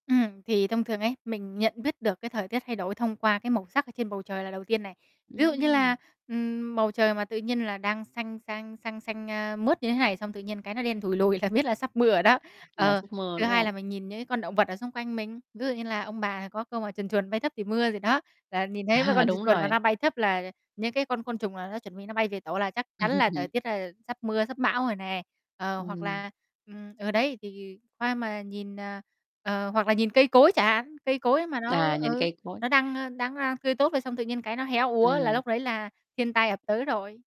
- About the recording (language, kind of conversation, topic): Vietnamese, podcast, Bạn rút ra điều gì từ việc quan sát thời tiết thay đổi?
- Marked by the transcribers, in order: laughing while speaking: "là"; tapping; laughing while speaking: "À"; distorted speech; laugh; other background noise